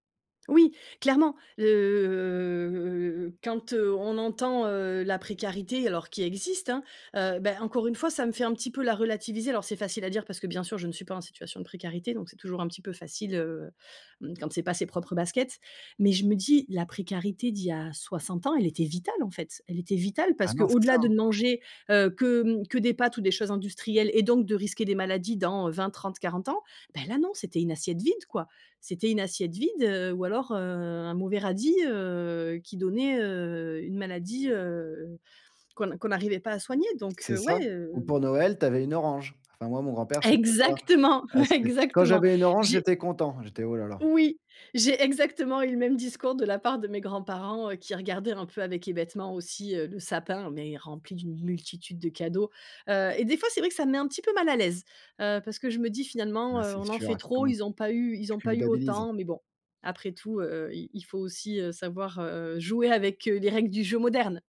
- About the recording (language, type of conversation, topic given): French, podcast, Qu’est-ce que tes grands-parents t’ont appris ?
- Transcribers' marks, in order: drawn out: "Le"; other background noise; laughing while speaking: "Exactement, exactement"